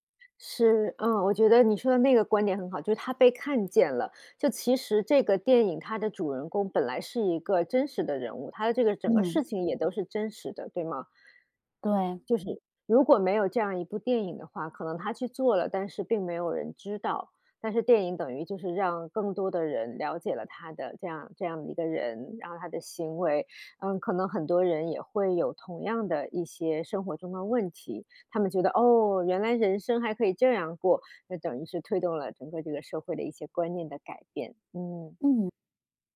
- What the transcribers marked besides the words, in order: other background noise
- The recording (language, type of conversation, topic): Chinese, podcast, 电影能改变社会观念吗？